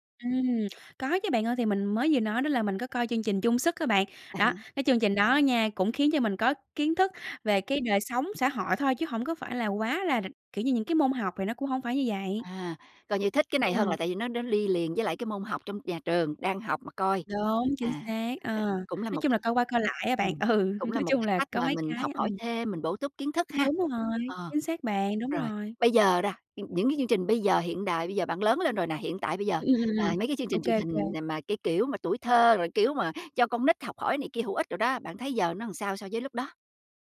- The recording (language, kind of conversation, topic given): Vietnamese, podcast, Bạn nhớ nhất chương trình truyền hình nào thời thơ ấu?
- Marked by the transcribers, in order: tapping; other background noise; laughing while speaking: "Ừ"